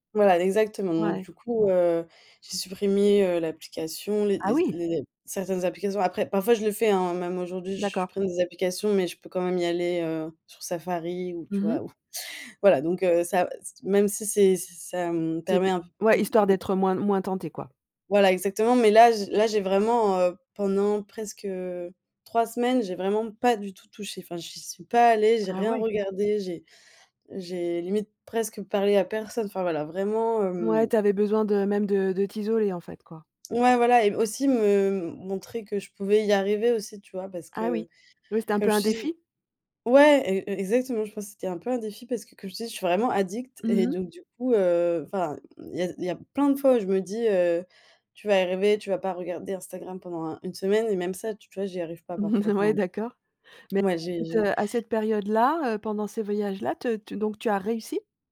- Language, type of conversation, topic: French, podcast, Peux-tu nous raconter une détox numérique qui a vraiment fonctionné pour toi ?
- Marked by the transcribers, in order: other background noise; chuckle; chuckle